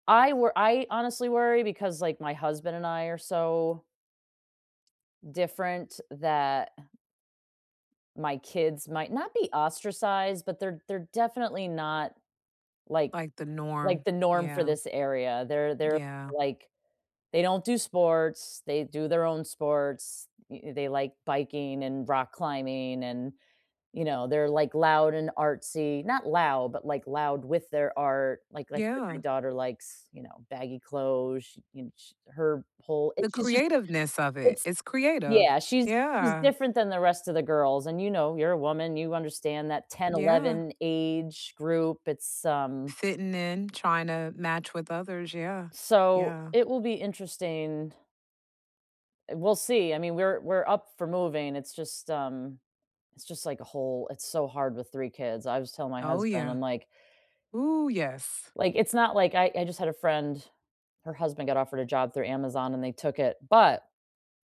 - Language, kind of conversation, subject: English, unstructured, How do nearby parks, paths, and public spaces help you meet your neighbors and feel more connected?
- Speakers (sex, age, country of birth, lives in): female, 40-44, United States, United States; female, 40-44, United States, United States
- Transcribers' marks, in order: tapping